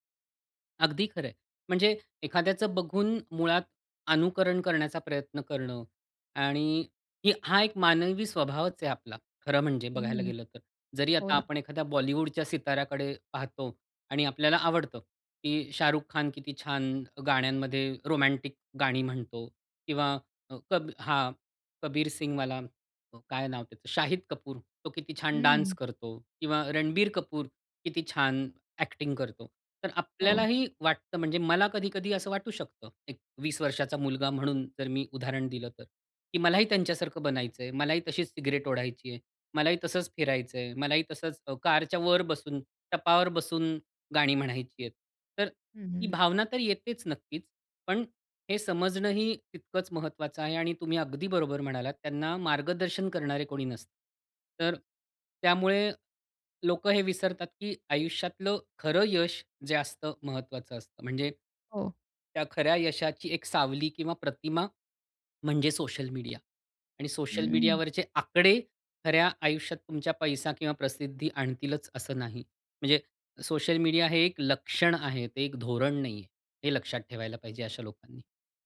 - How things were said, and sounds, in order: other background noise; in English: "एक्टिंग"
- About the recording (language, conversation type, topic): Marathi, podcast, सोशल मीडियावर दिसणं आणि खऱ्या जगातलं यश यातला फरक किती आहे?